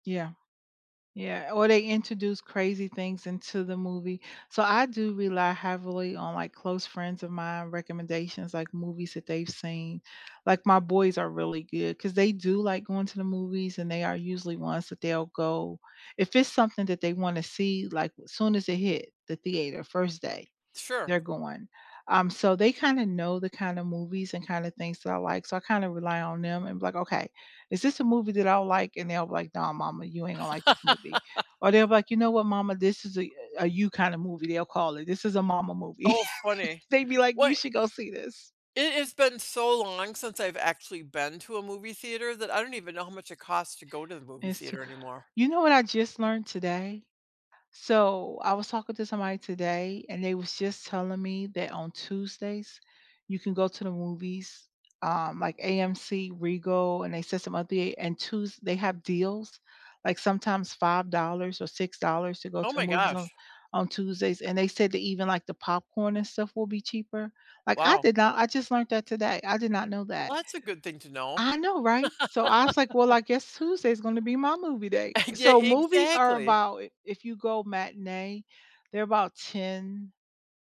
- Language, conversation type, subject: English, unstructured, Which recent movie genuinely surprised you, and what about it caught you off guard?
- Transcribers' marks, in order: laugh; tapping; laugh; laugh; chuckle